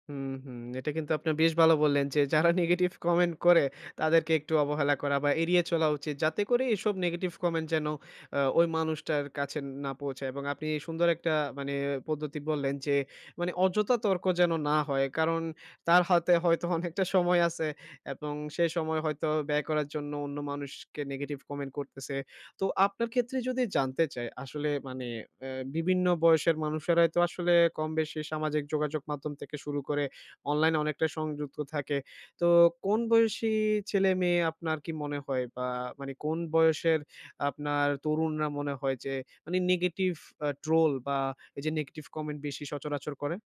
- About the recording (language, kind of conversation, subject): Bengali, podcast, অত্যন্ত নেতিবাচক মন্তব্য বা ট্রোলিং কীভাবে সামলাবেন?
- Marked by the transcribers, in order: laughing while speaking: "অনেকটা সময়"